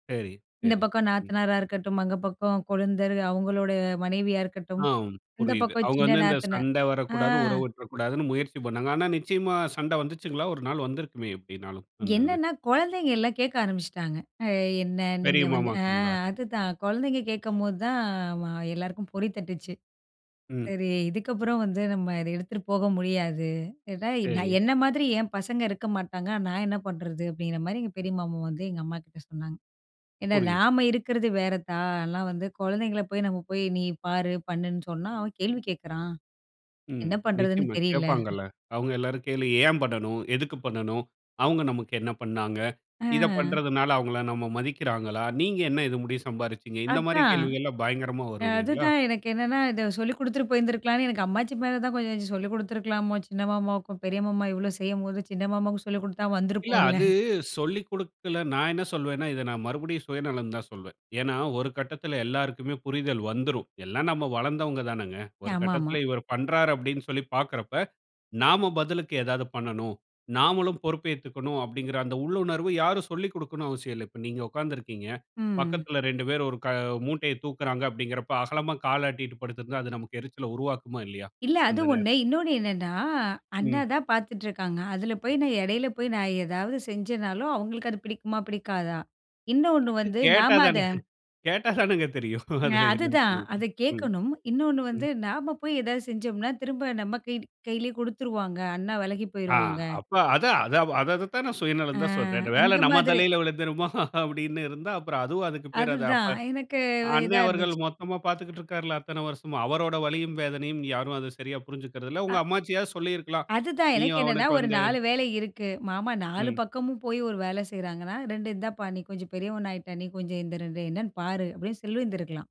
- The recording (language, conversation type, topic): Tamil, podcast, குடும்பப் பொறுப்புகள் காரணமாக ஏற்படும் மோதல்களை எப்படிச் சமாளித்து சரிசெய்யலாம்?
- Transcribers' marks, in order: drawn out: "ஆ"; drawn out: "அ"; other noise; laughing while speaking: "வந்திருப்போம்ல"; drawn out: "ம்"; laughing while speaking: "கேட்டா தானங்க தெரியும், அதுல என்னன்னு சொல்றதுக்கு!"; "கை" said as "கைடு"; laughing while speaking: "விழுந்துருமா! அப்படின்னு இருந்தா"; drawn out: "எனக்கு"; "சொல்லிருந்து" said as "செல்விந்து"